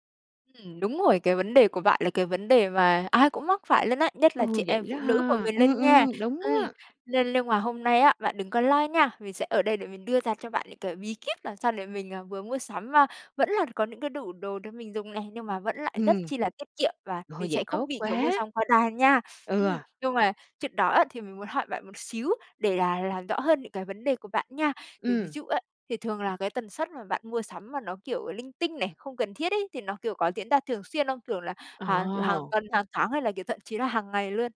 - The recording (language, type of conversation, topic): Vietnamese, advice, Làm thế nào để hạn chế cám dỗ mua sắm không cần thiết đang làm ảnh hưởng đến việc tiết kiệm của bạn?
- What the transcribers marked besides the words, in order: none